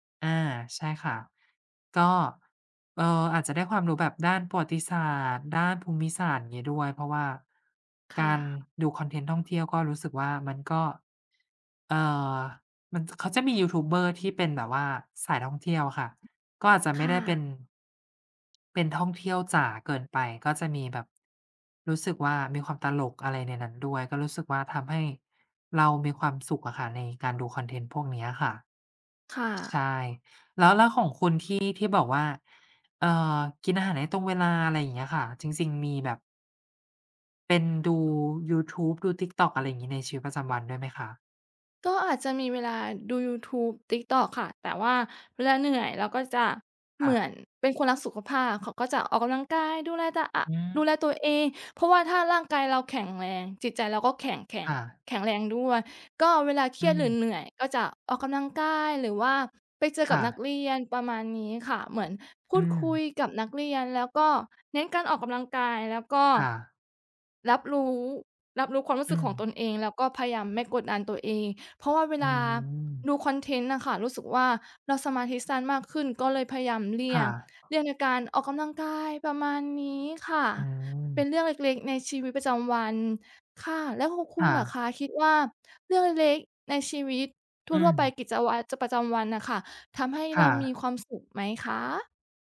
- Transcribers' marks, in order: tapping
- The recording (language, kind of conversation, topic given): Thai, unstructured, คุณมีวิธีอย่างไรในการรักษาความสุขในชีวิตประจำวัน?